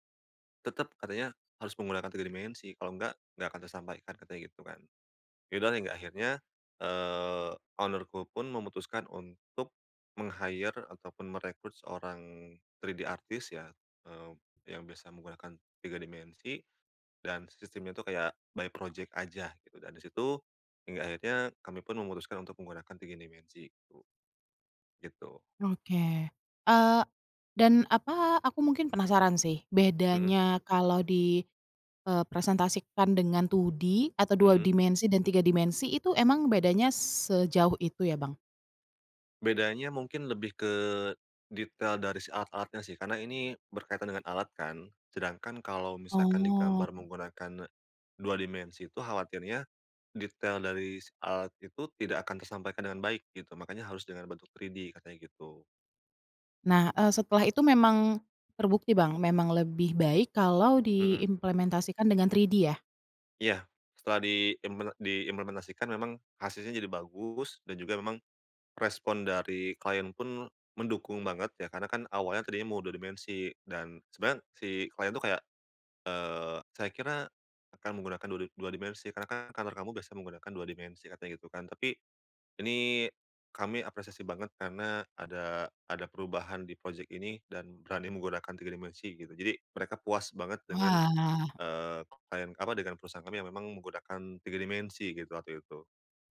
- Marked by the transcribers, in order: in English: "owner-ku"; in English: "meng-hire"; in English: "three D artist"; in English: "by project"; in English: "two D"; other background noise; in English: "three D"; in English: "three D"
- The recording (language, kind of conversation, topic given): Indonesian, podcast, Bagaimana kamu menyeimbangkan pengaruh orang lain dan suara hatimu sendiri?